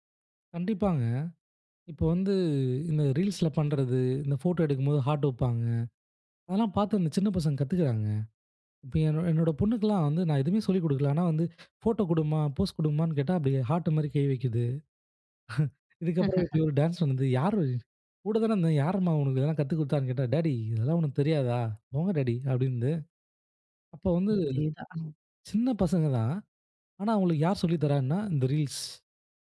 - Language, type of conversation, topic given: Tamil, podcast, சிறு கால வீடியோக்கள் முழுநீளத் திரைப்படங்களை மிஞ்சி வருகிறதா?
- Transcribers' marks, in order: chuckle; laugh